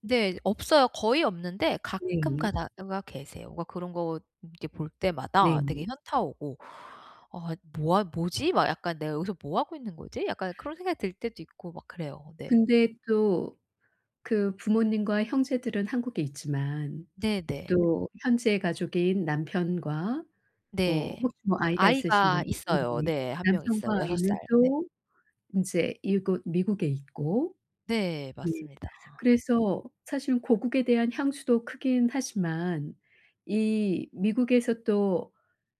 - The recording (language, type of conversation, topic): Korean, advice, 낯선 곳에서 향수와 정서적 안정을 어떻게 찾고 유지할 수 있나요?
- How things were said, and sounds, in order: tapping